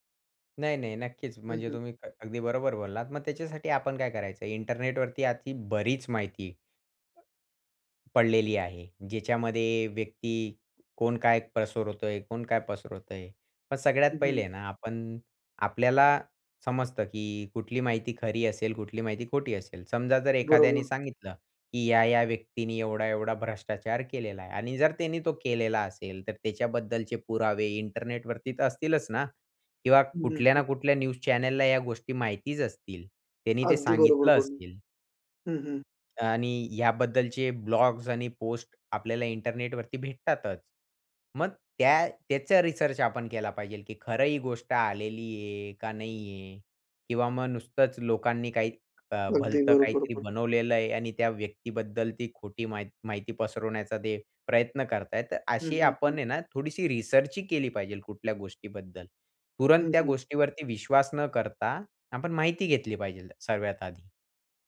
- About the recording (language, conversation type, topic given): Marathi, podcast, इंटरनेटवर माहिती शोधताना तुम्ही कोणत्या गोष्टी तपासता?
- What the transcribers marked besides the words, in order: other background noise; in English: "न्यूज चॅनलला"; in English: "ब्लॉग्स"